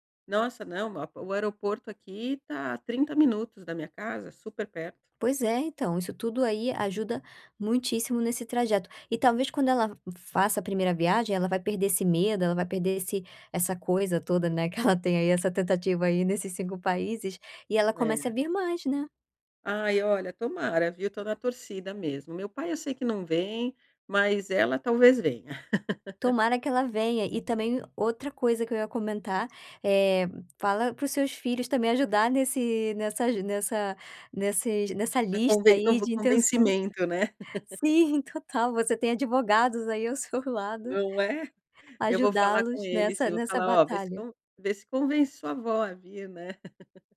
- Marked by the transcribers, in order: giggle; laugh; laugh; tapping; laugh
- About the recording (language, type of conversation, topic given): Portuguese, advice, Como lidar com a saudade de familiares e amigos?